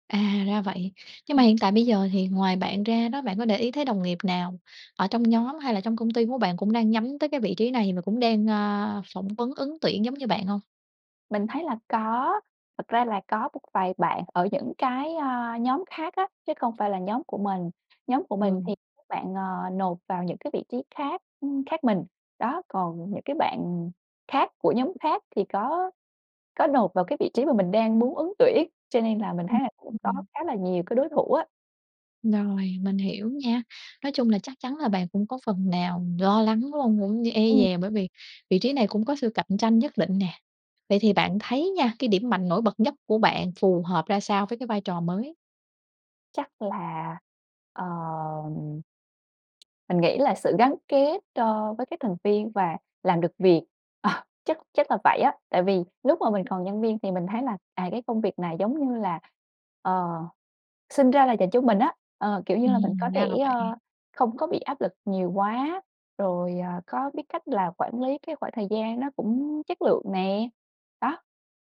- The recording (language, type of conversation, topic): Vietnamese, advice, Bạn nên chuẩn bị như thế nào cho buổi phỏng vấn thăng chức?
- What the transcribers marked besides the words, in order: tapping; other background noise